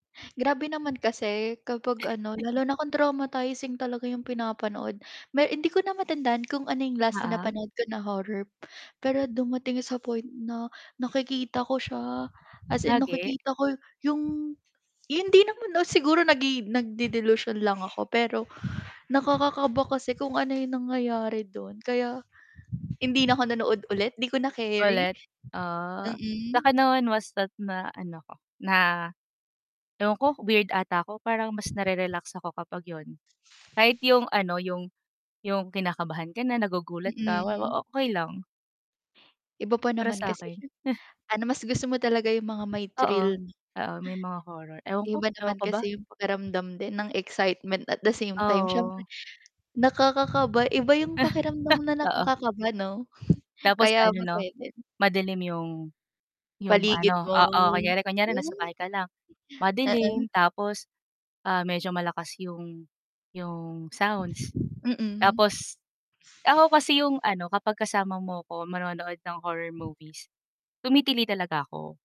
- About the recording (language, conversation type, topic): Filipino, unstructured, Ano ang hilig mong gawin kapag may libreng oras ka?
- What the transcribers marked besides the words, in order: static; chuckle; wind; other background noise; scoff; distorted speech; mechanical hum; tapping; chuckle; drawn out: "mo"